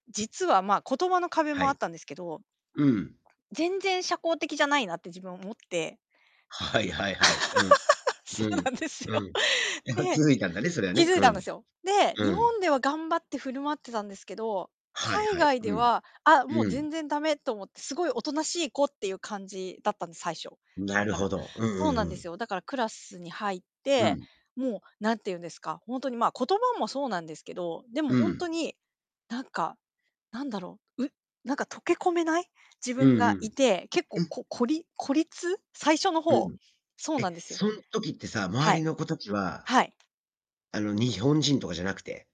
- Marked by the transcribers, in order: laughing while speaking: "はい"; laugh; laughing while speaking: "そうなんですよ"; unintelligible speech
- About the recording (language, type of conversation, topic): Japanese, unstructured, 自分らしさはどうやって見つけると思いますか？
- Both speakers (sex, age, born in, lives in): female, 45-49, Japan, Japan; male, 45-49, Japan, United States